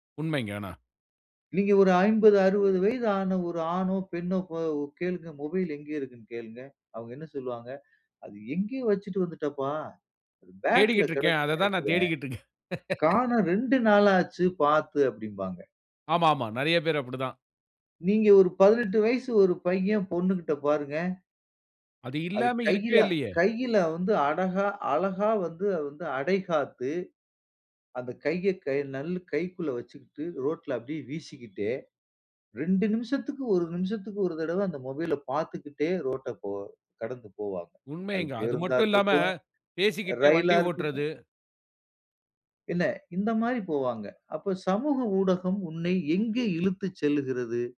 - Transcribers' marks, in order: other background noise; laugh; horn
- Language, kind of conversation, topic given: Tamil, podcast, சமூக ஊடகம் உங்கள் உடை அணிவுத் தோற்றத்தை எவ்வாறு பாதிக்கிறது என்று நீங்கள் நினைக்கிறீர்கள்?